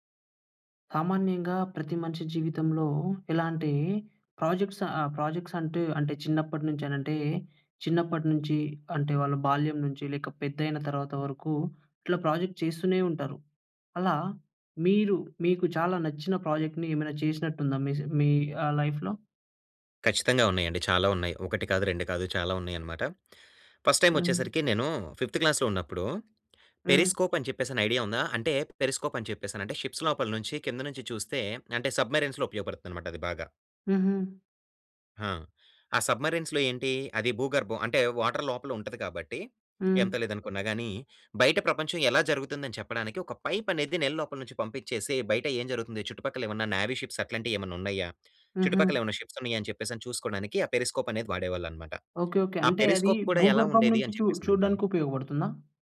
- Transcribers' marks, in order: in English: "ప్రాజెక్ట్స్"; in English: "ప్రాజెక్ట్స్"; in English: "లైఫ్‌లో?"; in English: "ఫిఫ్త్ క్లాస్‌లో"; in English: "షిప్స్"; in English: "సబ్‌మరిన్స్‌లో"; in English: "వాటర్"; in English: "పైప్"; in English: "నేవీ షిప్స్"; in English: "షిప్స్"
- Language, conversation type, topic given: Telugu, podcast, మీకు అత్యంత నచ్చిన ప్రాజెక్ట్ గురించి వివరించగలరా?